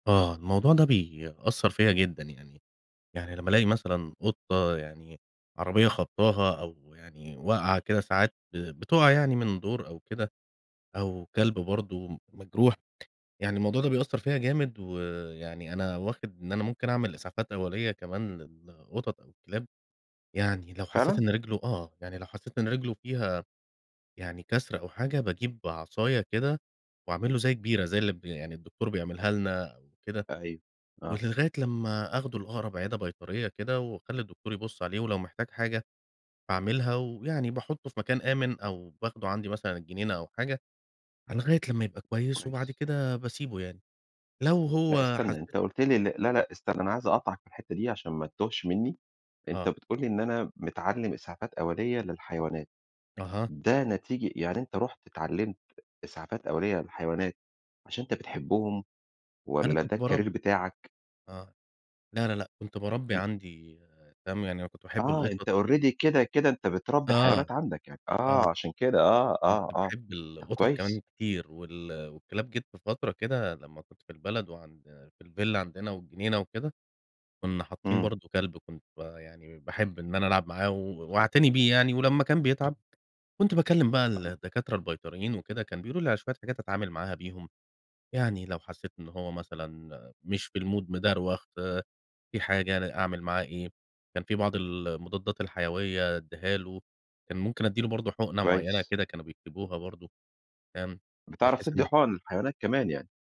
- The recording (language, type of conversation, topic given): Arabic, podcast, إيه اللي بتعمله لو لقيت حيوان مصاب في الطريق؟
- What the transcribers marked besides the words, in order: tapping; in English: "الCareer"; in English: "Already"; in English: "الMood"